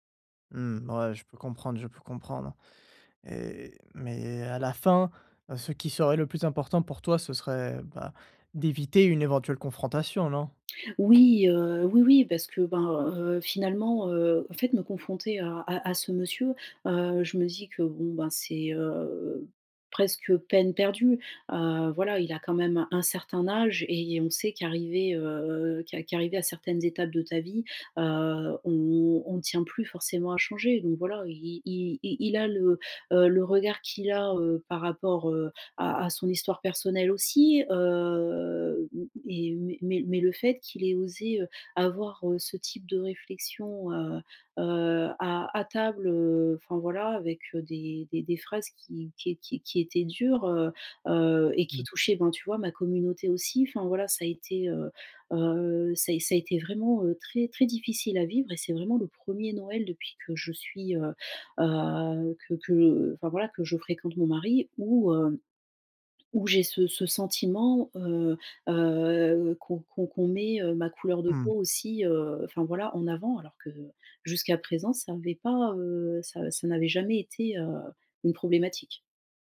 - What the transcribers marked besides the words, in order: stressed: "fin"
- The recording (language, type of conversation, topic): French, advice, Comment gérer les différences de valeurs familiales lors d’un repas de famille tendu ?